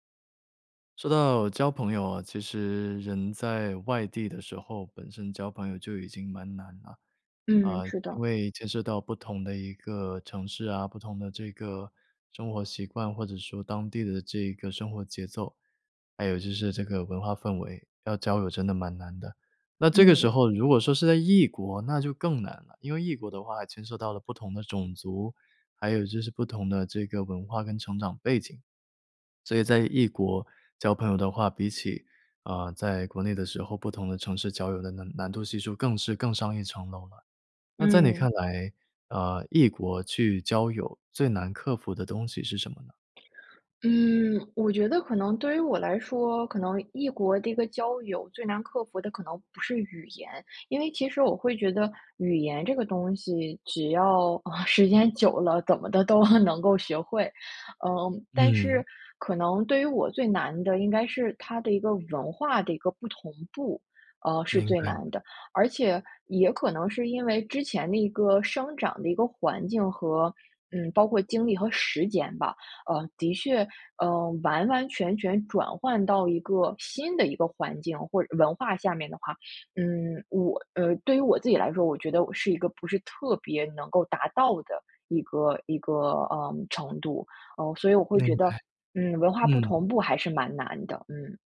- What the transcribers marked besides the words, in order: other background noise; laughing while speaking: "时间久了，怎么的"
- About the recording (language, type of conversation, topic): Chinese, podcast, 在异国交朋友时，最难克服的是什么？